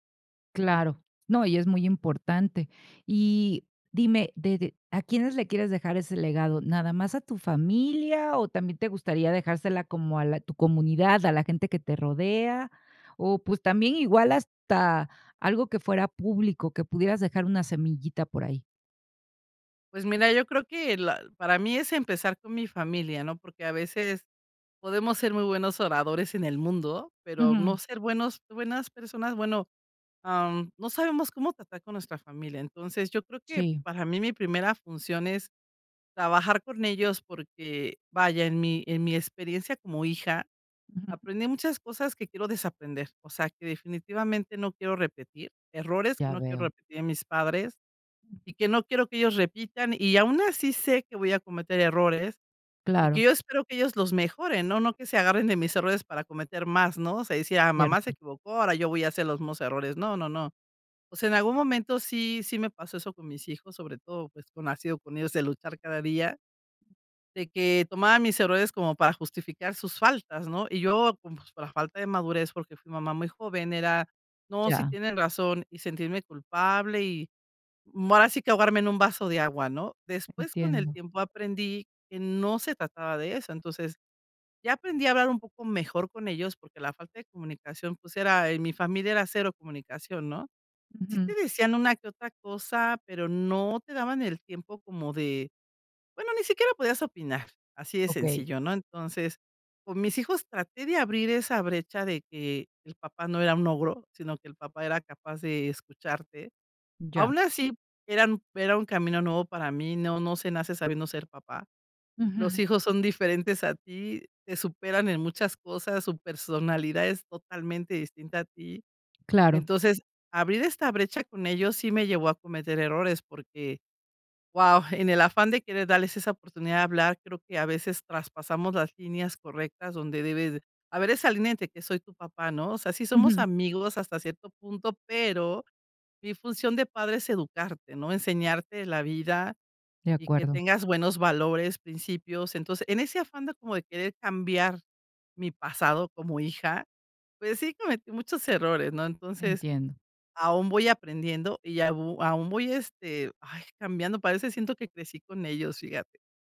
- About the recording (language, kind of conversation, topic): Spanish, advice, ¿Qué te preocupa sobre tu legado y qué te gustaría dejarles a las futuras generaciones?
- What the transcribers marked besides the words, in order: other noise; other background noise